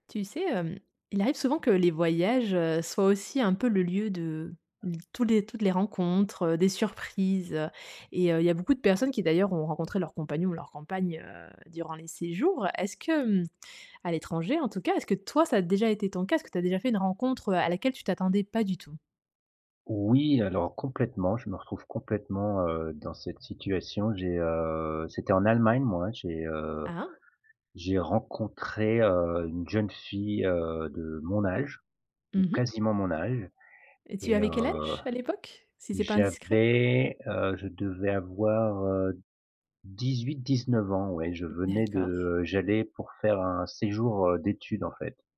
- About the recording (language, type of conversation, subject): French, podcast, Peux-tu raconter une rencontre imprévue qui a changé ton séjour ?
- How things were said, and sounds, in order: tapping; other background noise